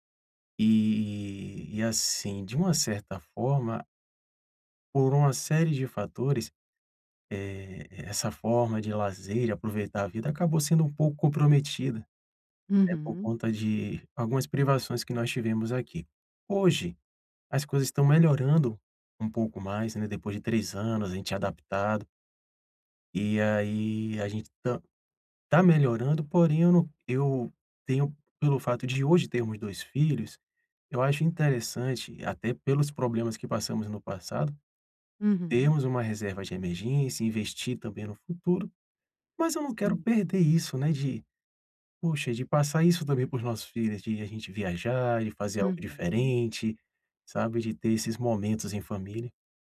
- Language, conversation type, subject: Portuguese, advice, Como economizar sem perder qualidade de vida e ainda aproveitar pequenas alegrias?
- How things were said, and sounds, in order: none